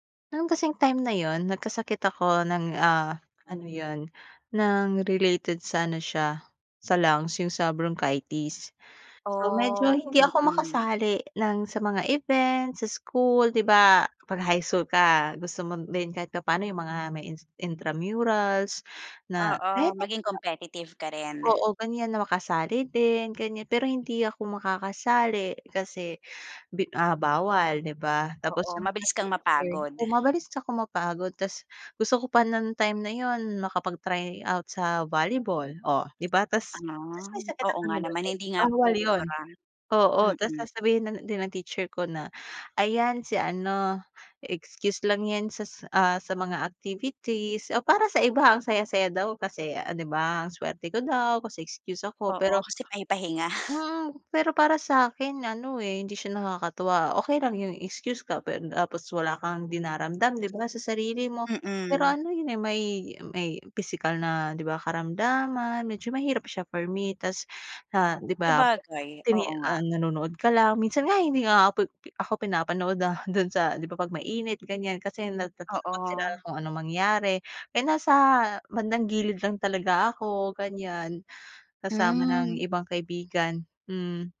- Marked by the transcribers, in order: other noise; tapping
- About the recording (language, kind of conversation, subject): Filipino, podcast, Ano ang pinakamahalagang aral na natutunan mo sa buhay?